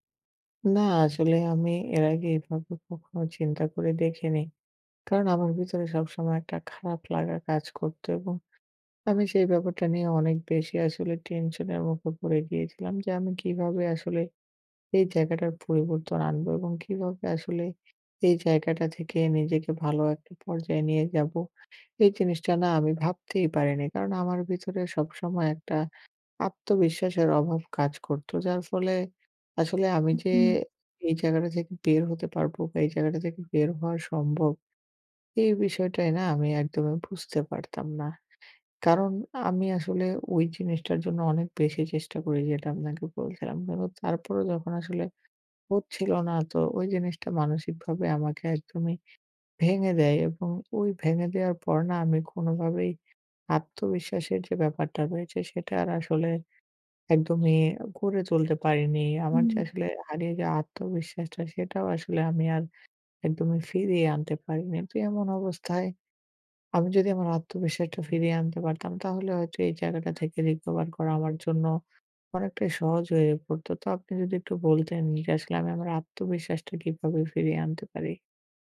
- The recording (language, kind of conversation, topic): Bengali, advice, ব্যর্থ হলে কীভাবে নিজের মূল্য কম ভাবা বন্ধ করতে পারি?
- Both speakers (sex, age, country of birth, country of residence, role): female, 25-29, Bangladesh, Bangladesh, advisor; male, 18-19, Bangladesh, Bangladesh, user
- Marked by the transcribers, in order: other background noise; tapping; wind